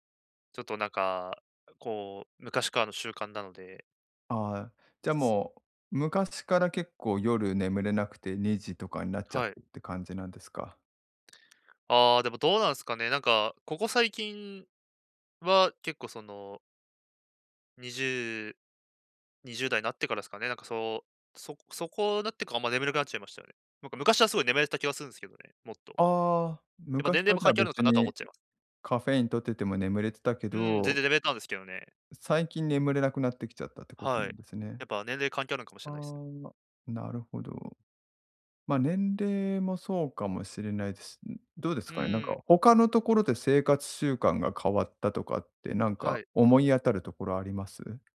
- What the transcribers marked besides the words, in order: other noise; tapping
- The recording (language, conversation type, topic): Japanese, advice, カフェインの摂取量を減らして上手に管理するにはどうすればよいですか？